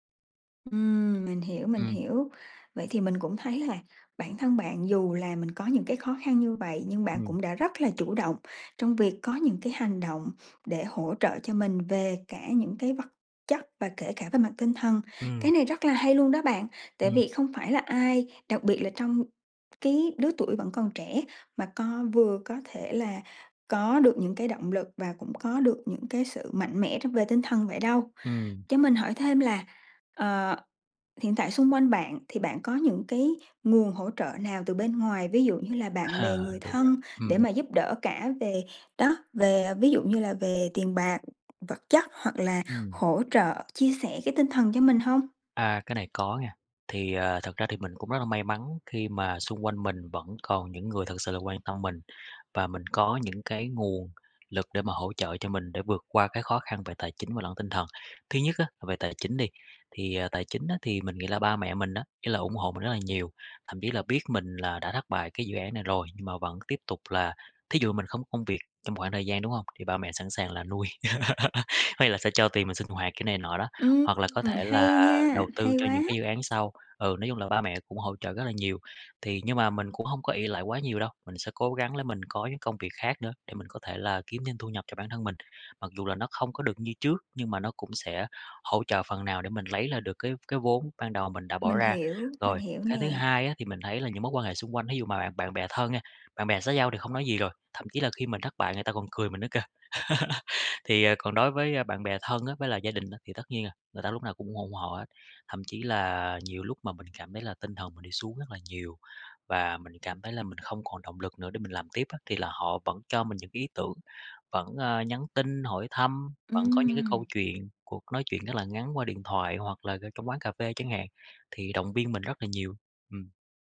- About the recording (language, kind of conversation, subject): Vietnamese, advice, Làm thế nào để lấy lại động lực sau khi dự án trước thất bại?
- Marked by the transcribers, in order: tapping; laugh; laugh